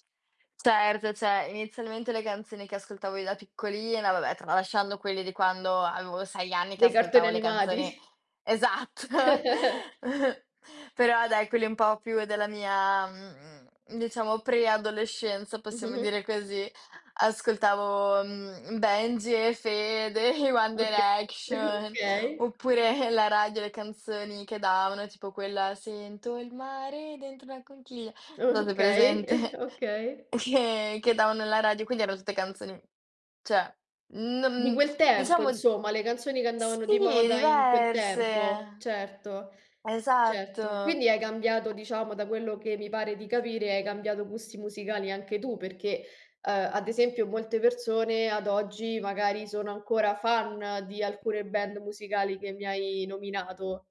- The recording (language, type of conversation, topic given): Italian, podcast, Che ruolo hanno i social nella tua scoperta di nuova musica?
- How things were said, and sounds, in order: "cioè" said as "ceh"; chuckle; chuckle; chuckle; laughing while speaking: "Okay"; singing: "sento il mare dentro la conchiglia"; chuckle; laughing while speaking: "presente. E che"; tapping; chuckle; other background noise